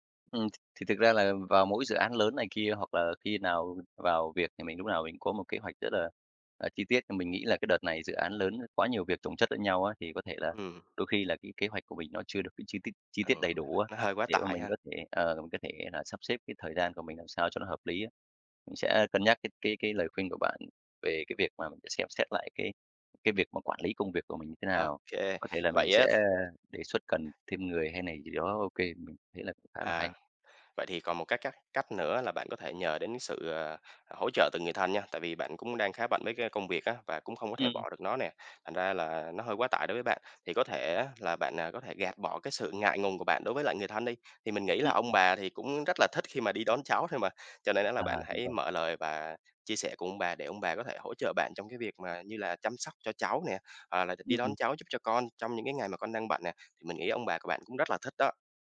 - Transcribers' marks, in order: tapping; other background noise
- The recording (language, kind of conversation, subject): Vietnamese, advice, Làm thế nào để cân bằng giữa công việc và việc chăm sóc gia đình?